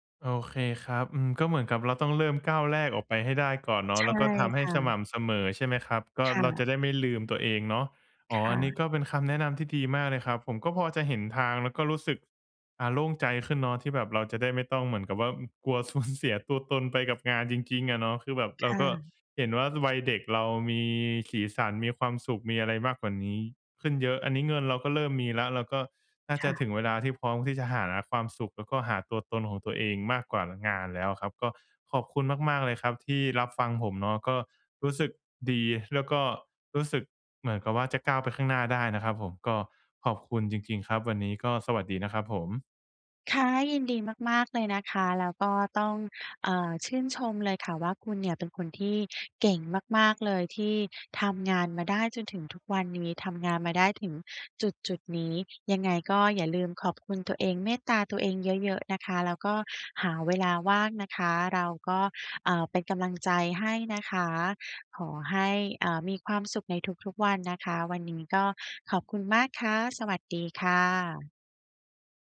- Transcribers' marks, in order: laughing while speaking: "สูญ"; other background noise
- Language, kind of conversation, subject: Thai, advice, ฉันจะรู้สึกเห็นคุณค่าในตัวเองได้อย่างไร โดยไม่เอาผลงานมาเป็นตัวชี้วัด?